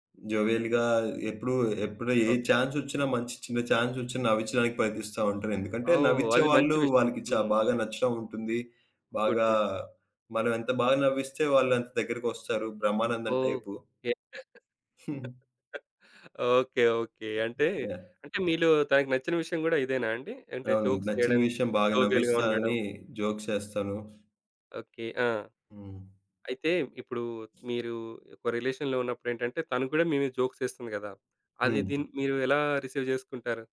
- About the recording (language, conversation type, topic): Telugu, podcast, సరదాగా చెప్పిన హాస్యం ఎందుకు తప్పుగా అర్థమై ఎవరికైనా అవమానంగా అనిపించేస్తుంది?
- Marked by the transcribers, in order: in English: "జోవియల్‌గా"; in English: "చాన్స్"; in English: "చాన్స్"; in English: "గుడ్. గుడ్"; chuckle; other background noise; in English: "జోక్స్"; in English: "జోవియల్‌గా"; in English: "జోక్స్"; in English: "రిలేషన్‌లో"; in English: "జోక్స్"; in English: "రిసీవ్"